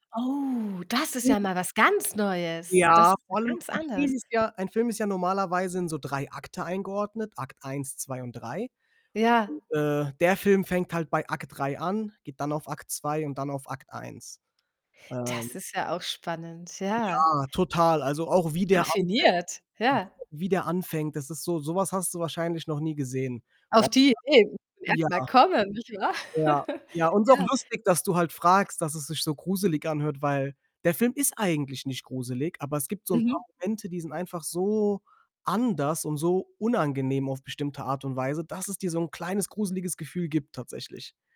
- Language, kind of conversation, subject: German, podcast, Welcher Film hat dich besonders bewegt?
- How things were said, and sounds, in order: surprised: "Oh"; unintelligible speech; distorted speech; unintelligible speech; laugh